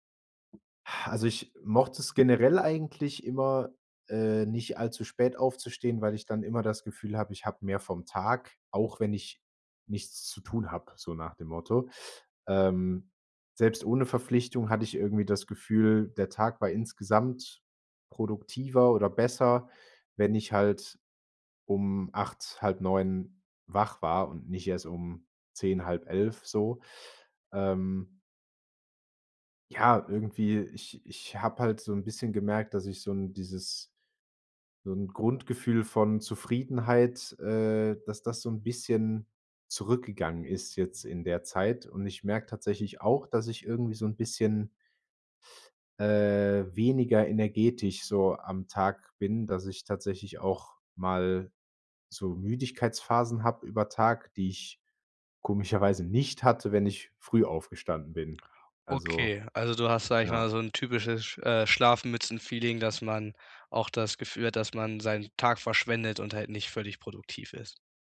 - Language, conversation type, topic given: German, advice, Warum fällt es dir trotz eines geplanten Schlafrhythmus schwer, morgens pünktlich aufzustehen?
- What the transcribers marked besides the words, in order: other background noise; sigh